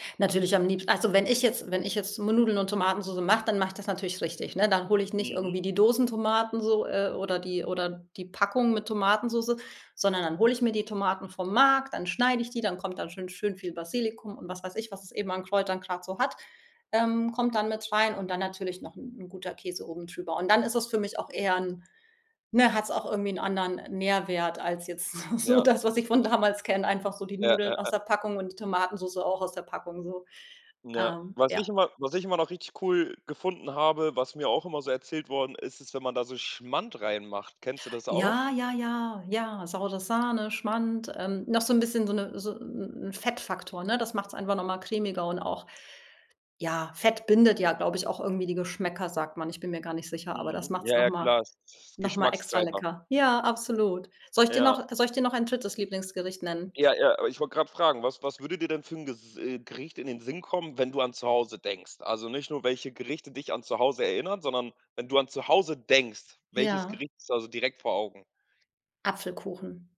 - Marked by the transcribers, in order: laughing while speaking: "so so das, was ich von damals kenne"; stressed: "denkst"
- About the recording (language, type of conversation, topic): German, podcast, Welche Gerichte erinnern dich sofort an Zuhause?